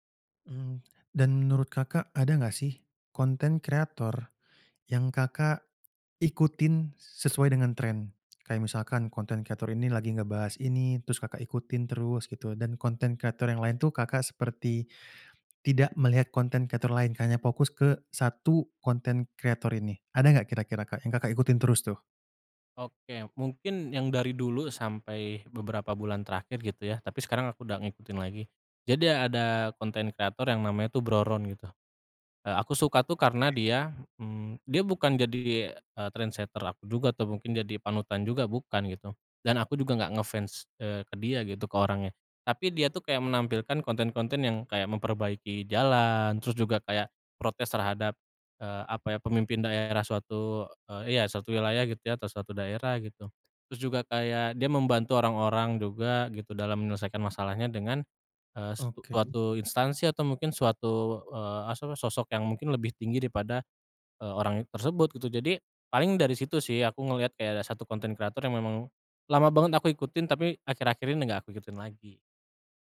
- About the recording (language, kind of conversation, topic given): Indonesian, podcast, Bagaimana pengaruh media sosial terhadap selera hiburan kita?
- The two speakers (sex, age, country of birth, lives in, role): male, 25-29, Indonesia, Indonesia, host; male, 30-34, Indonesia, Indonesia, guest
- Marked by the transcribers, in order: tapping; in English: "trendsetter"